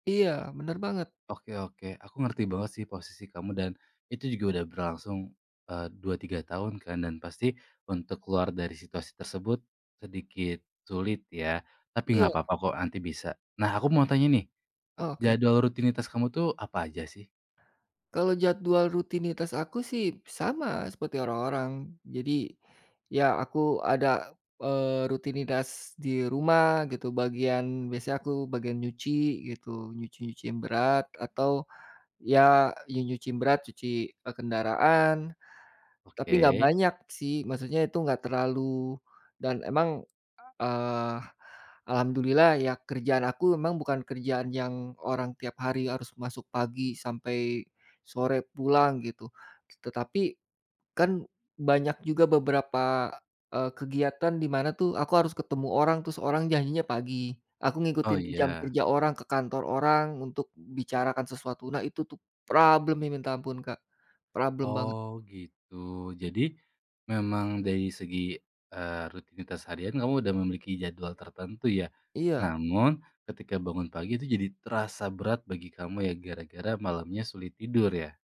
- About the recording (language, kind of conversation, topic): Indonesian, advice, Bagaimana saya gagal menjaga pola tidur tetap teratur dan mengapa saya merasa lelah saat bangun pagi?
- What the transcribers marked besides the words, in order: other background noise; tapping; stressed: "problem-nya"